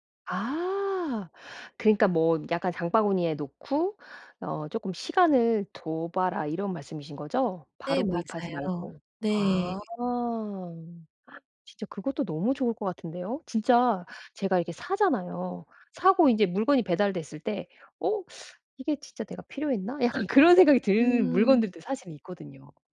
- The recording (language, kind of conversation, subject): Korean, advice, 충동구매를 줄이고 물건을 간소화하려면 오늘 무엇부터 시작하면 좋을까요?
- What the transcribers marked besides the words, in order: other background noise; gasp; teeth sucking; laughing while speaking: "약간"; tapping